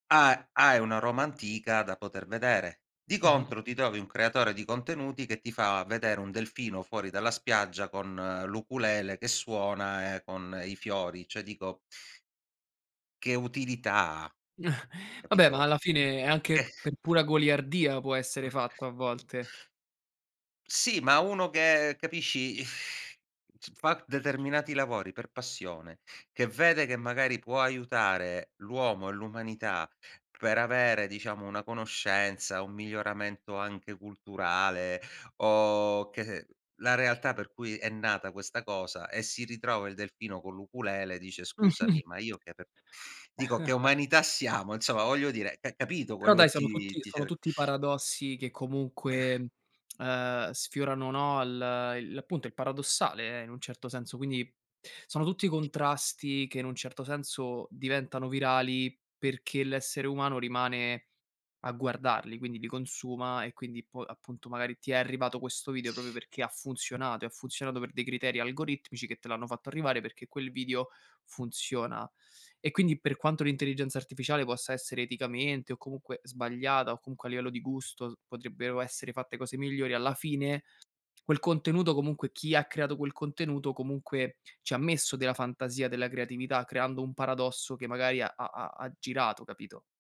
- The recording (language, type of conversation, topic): Italian, podcast, Come bilanci l’autenticità con un’immagine curata?
- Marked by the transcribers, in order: chuckle; other background noise; laughing while speaking: "Eh"; tapping; chuckle; "video" said as "vidio"